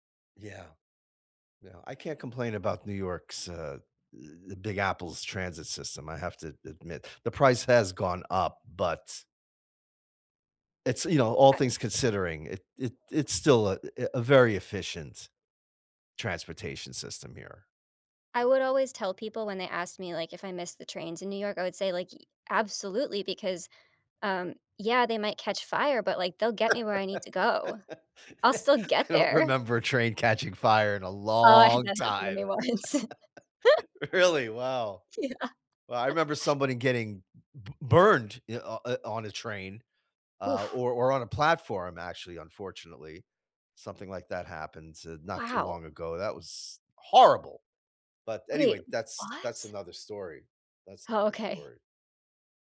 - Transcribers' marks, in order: laugh; laughing while speaking: "I don't"; drawn out: "long"; laugh; laughing while speaking: "Really?"; laughing while speaking: "once"; laugh; laughing while speaking: "Yeah"; chuckle; stressed: "horrible"; surprised: "Wait. What?"
- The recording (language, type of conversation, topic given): English, unstructured, What changes would improve your local community the most?